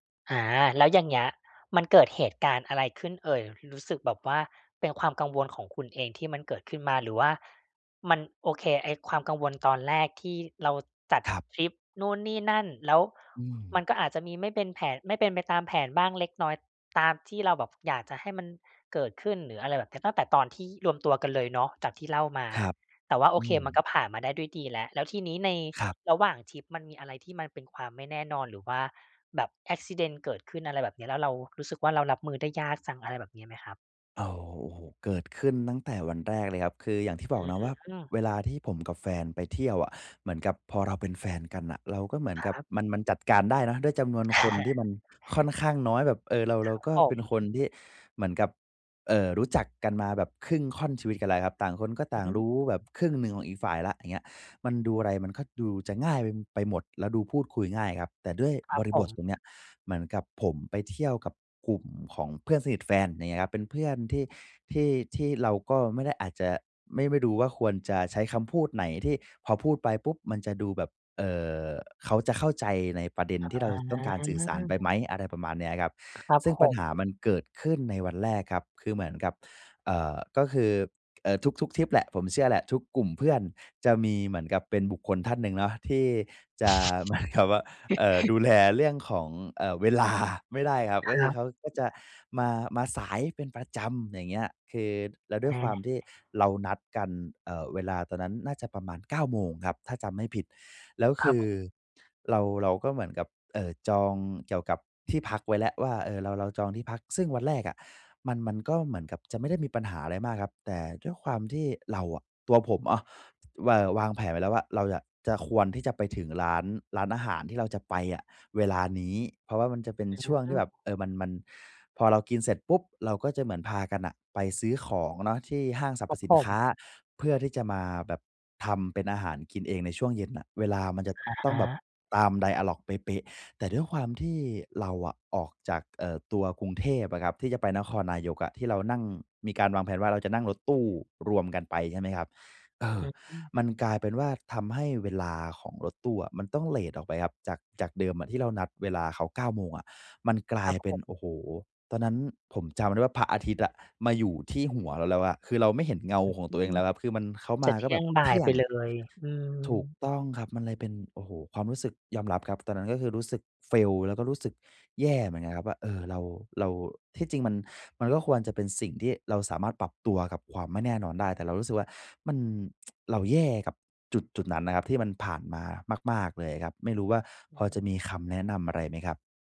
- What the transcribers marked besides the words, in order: in English: "Accident"; chuckle; chuckle; laughing while speaking: "เหมือนกับว่า"; laughing while speaking: "เวลา"; tapping; other background noise; in English: "ไดอะลอก"; unintelligible speech; in English: "fail"; tsk; unintelligible speech
- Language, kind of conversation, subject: Thai, advice, จะปรับตัวอย่างไรเมื่อทริปมีความไม่แน่นอน?